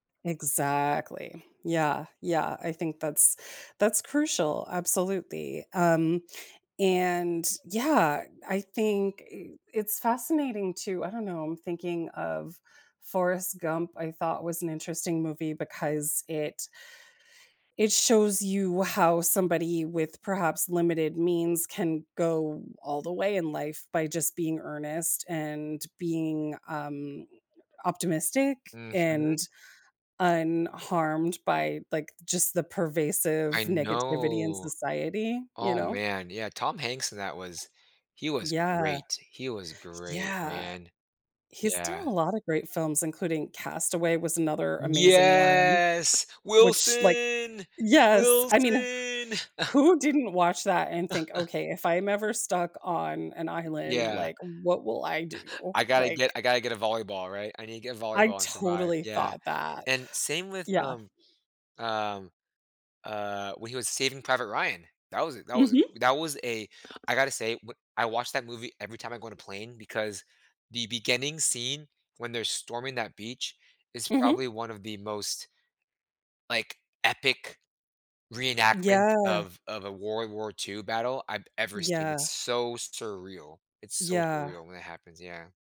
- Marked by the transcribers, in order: other background noise; drawn out: "know"; drawn out: "Yes"; chuckle; chuckle; "World" said as "Warl"
- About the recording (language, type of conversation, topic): English, unstructured, How can a movie's surprising lesson help me in real life?